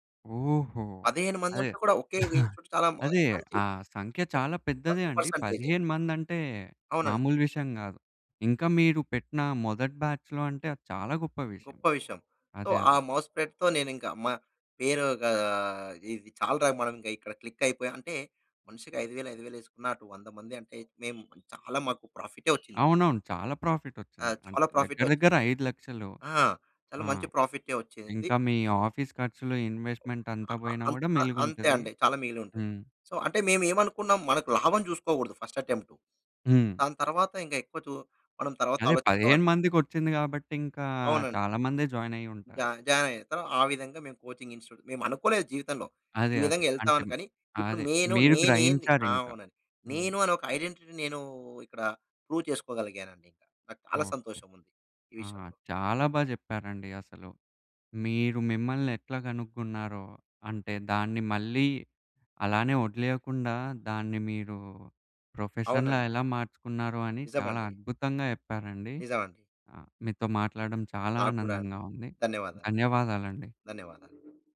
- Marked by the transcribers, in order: chuckle; in English: "ఇన్‌స్టిట్యూట్"; other background noise; in English: "బ్యాచ్‌లో"; in English: "సో"; in English: "మౌత్ స్ప్రెడ్‌తో"; in English: "క్లిక్"; in English: "ప్రాఫిట్‌నే"; in English: "ఆఫీస్"; other noise; in English: "సో"; in English: "ఫస్ట్"; in English: "కోచింగ్ ఇన్‌స్టిట్యూట్‌లో"; in English: "ఐడెంటిటీని"; in English: "ప్రూవ్"; in English: "ప్రొఫెషన్‌లా"
- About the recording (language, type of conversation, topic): Telugu, podcast, మీరు మీలోని నిజమైన స్వరూపాన్ని ఎలా గుర్తించారు?